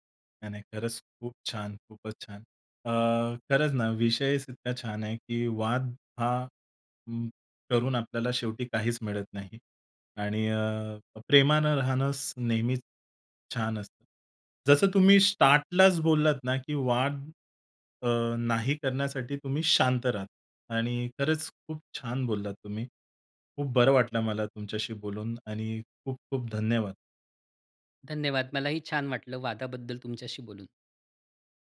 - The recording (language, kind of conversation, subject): Marathi, podcast, वाद वाढू न देता आपण स्वतःला शांत कसे ठेवता?
- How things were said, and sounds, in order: other background noise